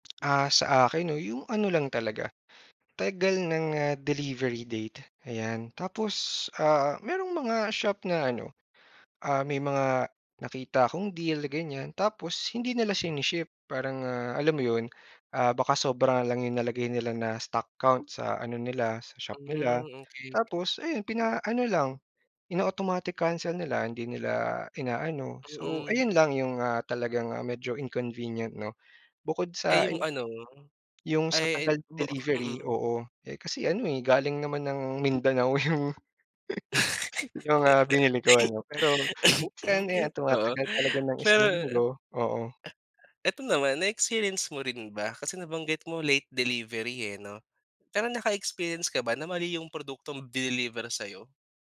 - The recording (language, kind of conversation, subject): Filipino, podcast, Paano binago ng mga aplikasyon sa paghahatid ang paraan mo ng pamimili?
- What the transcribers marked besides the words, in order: tapping; laughing while speaking: "yung"; laugh; chuckle